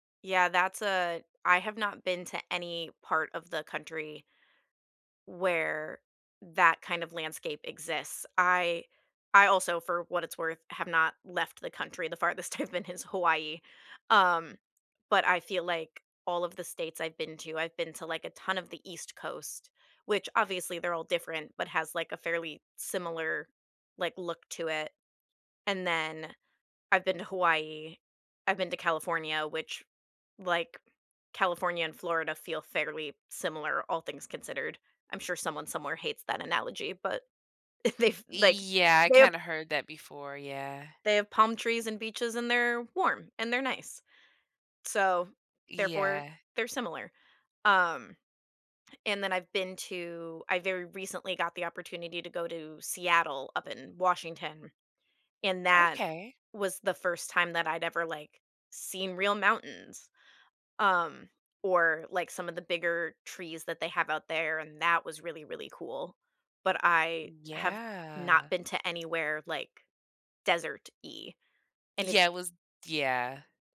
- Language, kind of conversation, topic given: English, unstructured, What is your favorite place you have ever traveled to?
- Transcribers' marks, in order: laughing while speaking: "I've"; laughing while speaking: "they've"; tapping